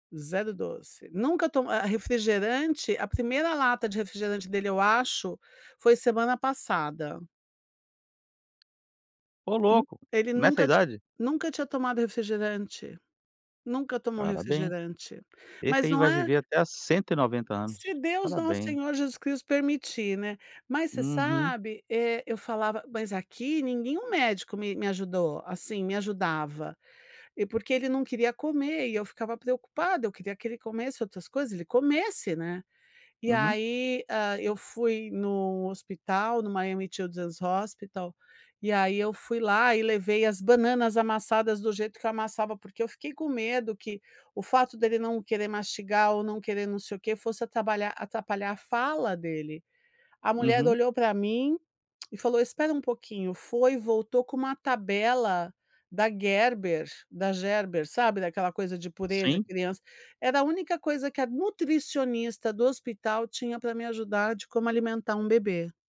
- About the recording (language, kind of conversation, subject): Portuguese, advice, Como foi a chegada do seu filho e como você está se adaptando às novas responsabilidades familiares?
- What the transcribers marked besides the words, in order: tapping